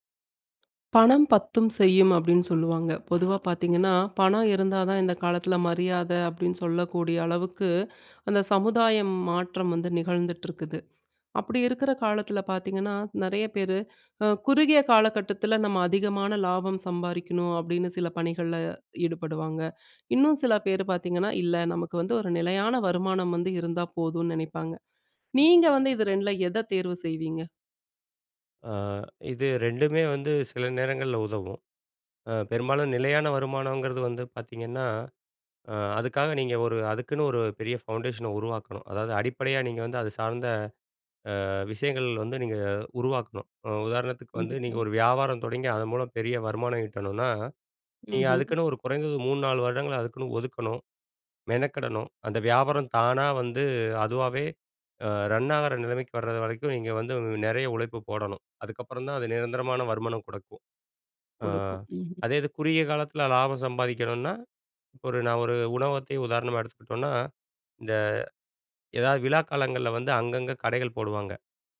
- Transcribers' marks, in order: tapping; other background noise; in English: "ஃபவுண்டேஷன"; "குடுக்கும்" said as "குடக்கும்"
- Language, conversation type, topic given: Tamil, podcast, பணம் சம்பாதிப்பதில் குறுகிய கால இலாபத்தையும் நீண்டகால நிலையான வருமானத்தையும் நீங்கள் எப்படி தேர்வு செய்கிறீர்கள்?